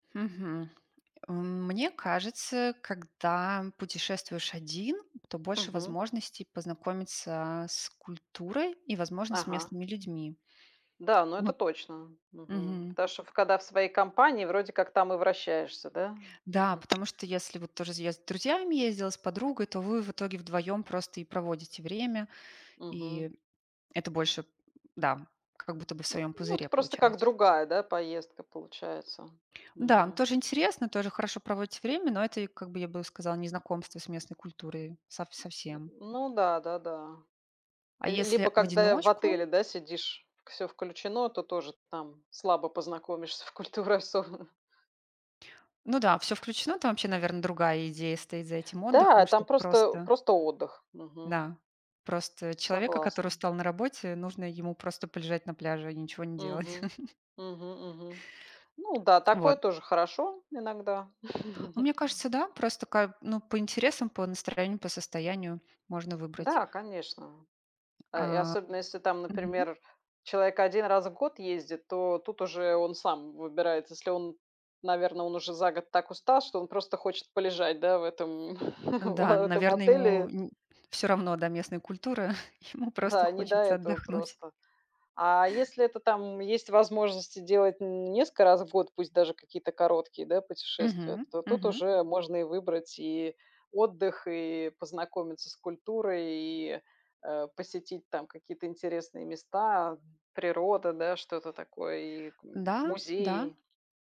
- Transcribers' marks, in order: tapping; other background noise; laughing while speaking: "особенно"; chuckle; chuckle; chuckle; chuckle
- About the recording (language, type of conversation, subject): Russian, unstructured, Как лучше всего знакомиться с местной культурой во время путешествия?
- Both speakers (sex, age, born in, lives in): female, 40-44, Russia, Italy; female, 45-49, Belarus, Spain